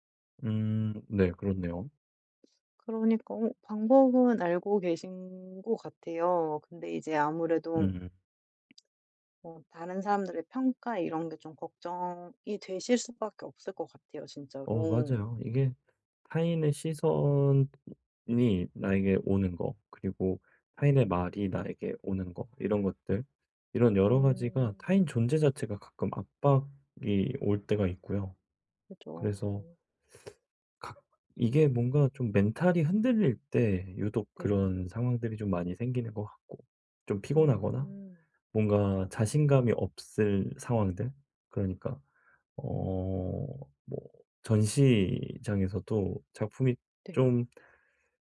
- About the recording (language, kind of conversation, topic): Korean, advice, 다른 사람들이 나를 어떻게 볼지 너무 신경 쓰지 않으려면 어떻게 해야 하나요?
- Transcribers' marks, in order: other background noise; teeth sucking